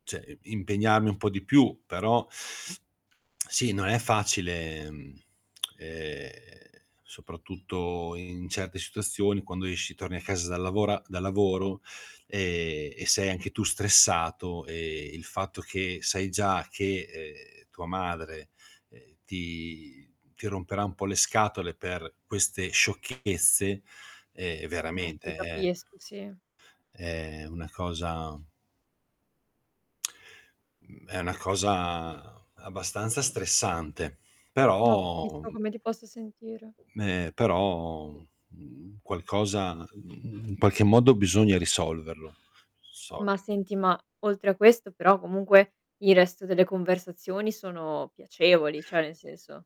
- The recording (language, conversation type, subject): Italian, advice, Come descriveresti la tua paura di prendere decisioni per timore delle reazioni emotive altrui?
- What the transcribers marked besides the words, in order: static; "Cioè" said as "ceh"; tapping; lip smack; other background noise; drawn out: "ti"; distorted speech; drawn out: "è"; lip smack; drawn out: "cosa"; drawn out: "però"; drawn out: "però"